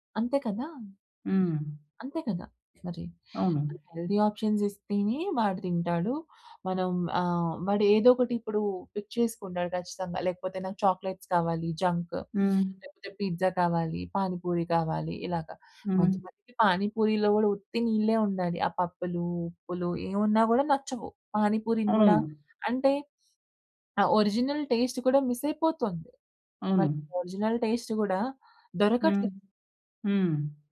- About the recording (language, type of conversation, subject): Telugu, podcast, పికీగా తినేవారికి భోజనాన్ని ఎలా సరిపోయేలా మార్చాలి?
- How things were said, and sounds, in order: in English: "హెల్దీ ఆప్షన్స్"; in English: "పిక్"; in English: "చాక్లెట్స్"; in English: "జంక్"; other background noise; tapping; in English: "ఒరిజినల్ టేస్ట్"; in English: "ఒరిజినల్ టేస్ట్"